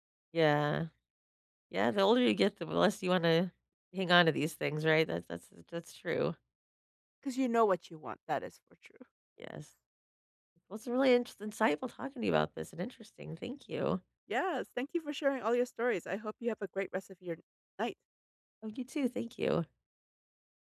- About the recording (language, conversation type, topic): English, unstructured, How do I know when it's time to end my relationship?
- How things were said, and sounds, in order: tapping